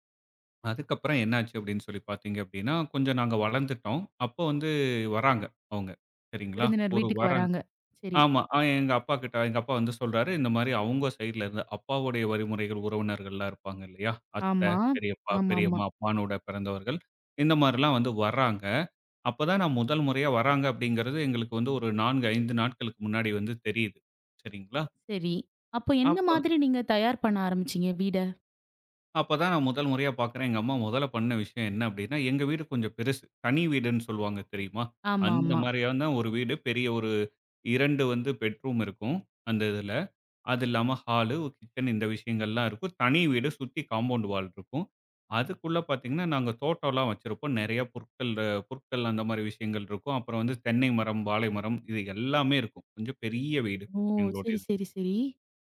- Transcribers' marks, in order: other background noise
- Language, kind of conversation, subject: Tamil, podcast, வீட்டில் விருந்தினர்கள் வரும்போது எப்படி தயாராக வேண்டும்?